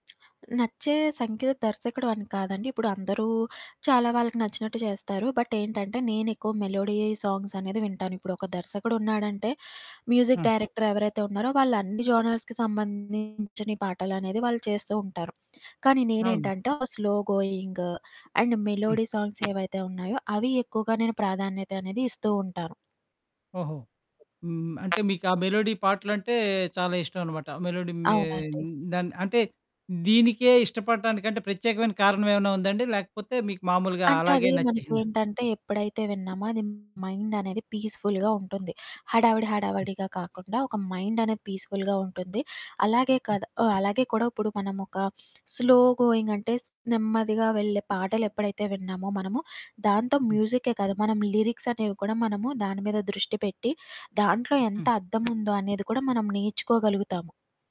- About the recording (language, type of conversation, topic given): Telugu, podcast, మీ జీవిత సంఘటనలతో గట్టిగా ముడిపడిపోయిన పాట ఏది?
- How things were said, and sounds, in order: other background noise; static; in English: "బట్"; in English: "మెలోడీ"; in English: "మ్యూజిక్"; in English: "జోనర్స్‌కి"; distorted speech; in English: "స్లో గోయింగ్ అండ్ మెలోడీ"; in English: "మెలోడీ"; in English: "పీస్‌ఫుల్‌గా"; in English: "పీస్‌ఫుల్‌గా"; in English: "స్లో"